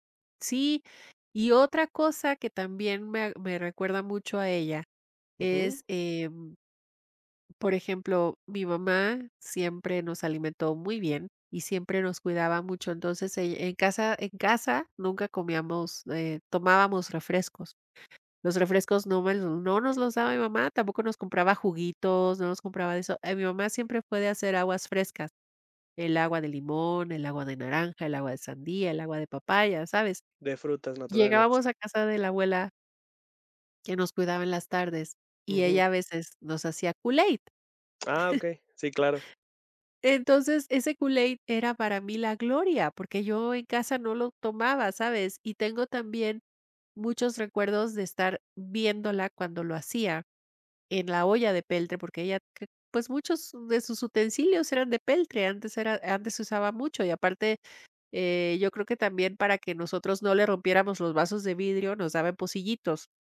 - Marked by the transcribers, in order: chuckle
- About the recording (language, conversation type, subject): Spanish, podcast, ¿Cuál es tu recuerdo culinario favorito de la infancia?